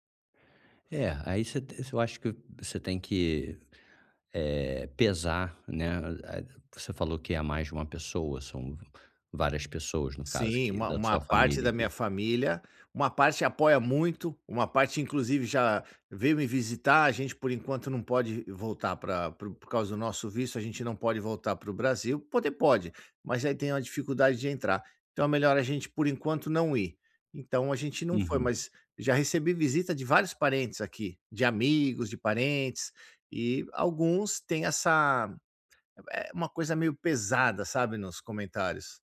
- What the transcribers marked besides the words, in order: none
- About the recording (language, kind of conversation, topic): Portuguese, advice, Como posso estabelecer limites saudáveis com familiares que cobram?